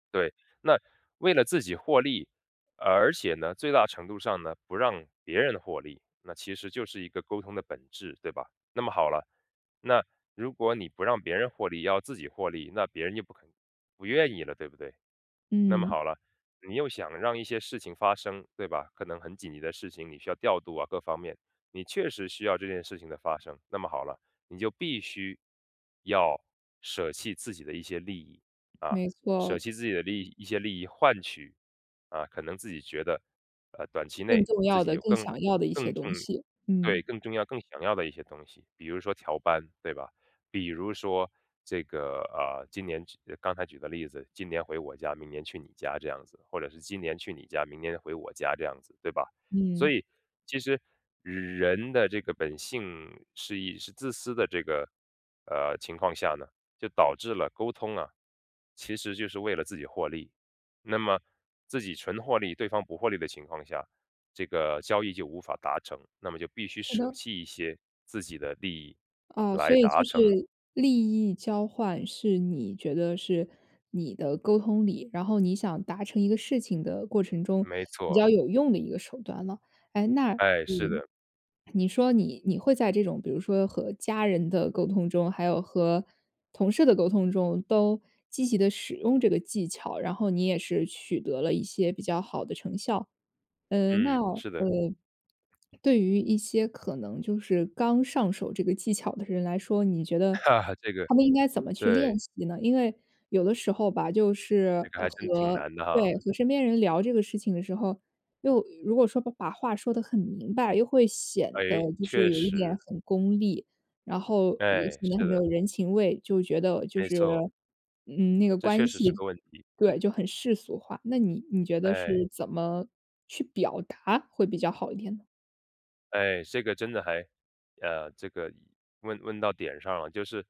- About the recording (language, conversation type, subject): Chinese, podcast, 在你看来，沟通中有哪些常见的误区？
- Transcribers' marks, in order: chuckle